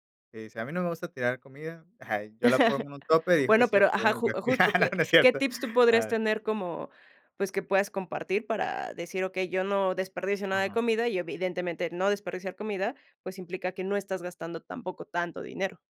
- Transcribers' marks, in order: chuckle; laugh
- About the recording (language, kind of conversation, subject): Spanish, podcast, ¿Cómo preparar comida deliciosa con poco presupuesto?